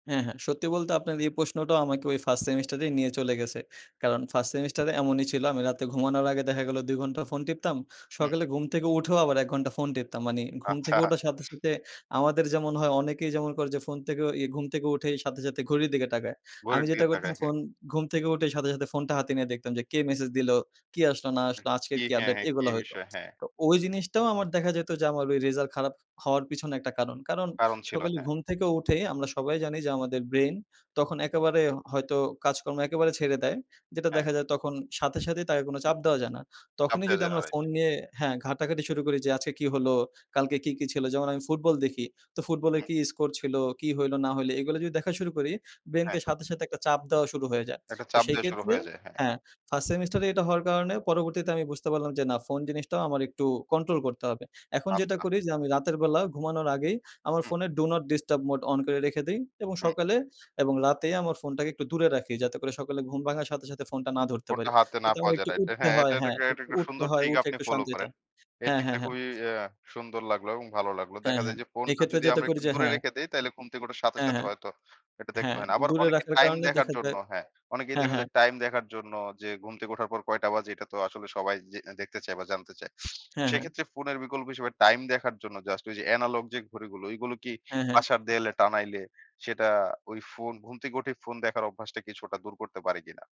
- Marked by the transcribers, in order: other background noise; "মানে" said as "মানি"; "তাকায়" said as "টাকায়"; sniff
- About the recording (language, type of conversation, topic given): Bengali, podcast, দিনটা ভালো কাটাতে তুমি সকালে কীভাবে রুটিন সাজাও?